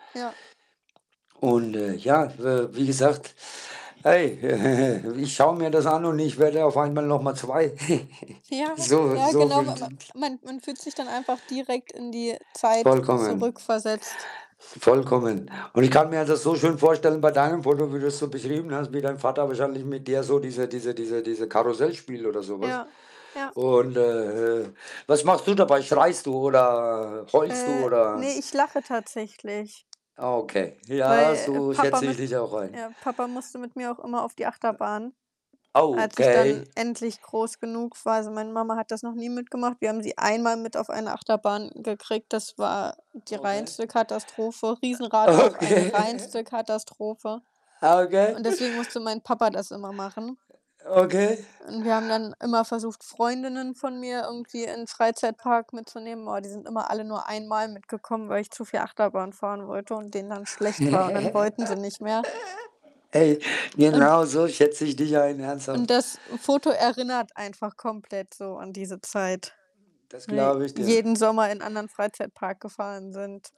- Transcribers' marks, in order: distorted speech; laugh; other background noise; giggle; unintelligible speech; background speech; static; unintelligible speech; laughing while speaking: "Okay"; laugh
- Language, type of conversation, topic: German, unstructured, Hast du ein Lieblingsfoto aus deiner Kindheit, und warum ist es für dich besonders?
- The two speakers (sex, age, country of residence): female, 25-29, Germany; male, 45-49, Germany